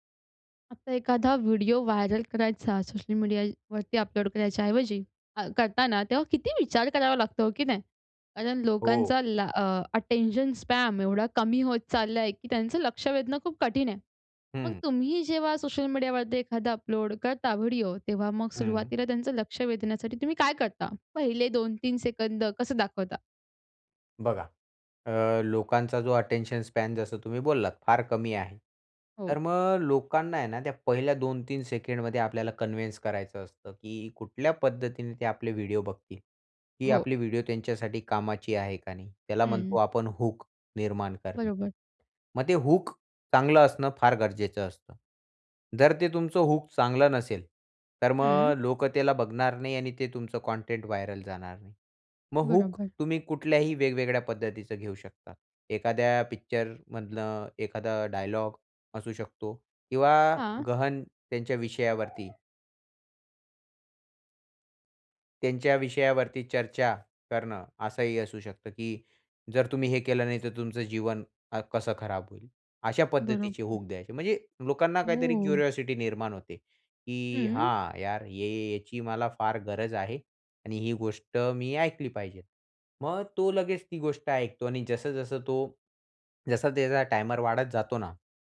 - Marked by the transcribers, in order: in English: "व्हायरल"; in English: "स्पॅन"; in English: "स्पॅन"; in English: "कन्विन्स"; in English: "हूक"; in English: "हूक"; in English: "हूक"; in English: "व्हायरल"; in English: "हूक"; other background noise; in English: "क्युरिओसिटी"
- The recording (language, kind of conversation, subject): Marathi, podcast, लोकप्रिय होण्यासाठी एखाद्या लघुचित्रफितीत कोणत्या गोष्टी आवश्यक असतात?